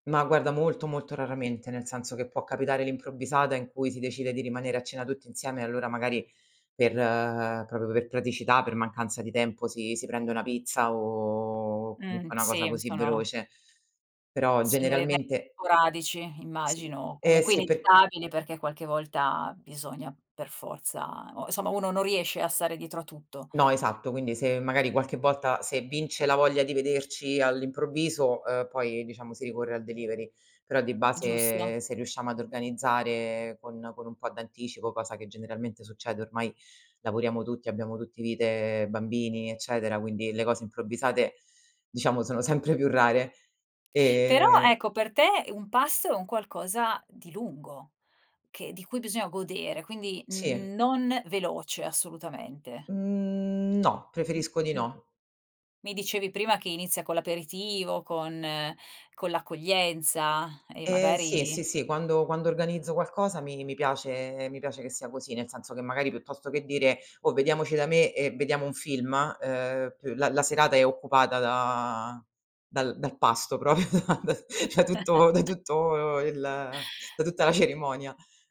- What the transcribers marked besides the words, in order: "proprio" said as "propio"; drawn out: "o"; "insomma" said as "nsomma"; in English: "delivery"; drawn out: "Mhmm"; unintelligible speech; laughing while speaking: "proprio da da tutto da tutto il da tutta la cerimonia"; other background noise; chuckle
- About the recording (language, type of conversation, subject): Italian, podcast, Che significato ha per te condividere un pasto?